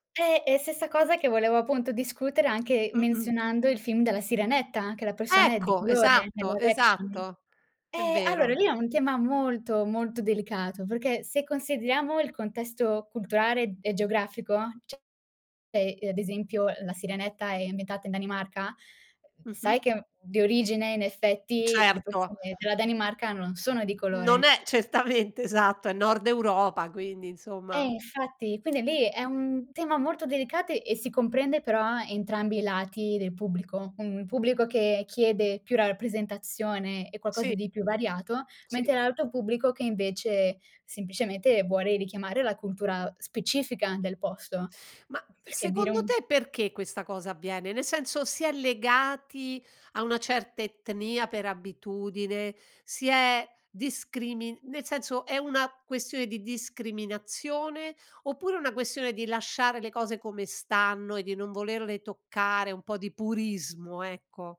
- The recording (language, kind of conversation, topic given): Italian, podcast, Quanto conta per te la rappresentazione nei film?
- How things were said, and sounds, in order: "culturale" said as "cultuare"; "cioè" said as "ceh"; unintelligible speech; laughing while speaking: "certamente"; other background noise; tapping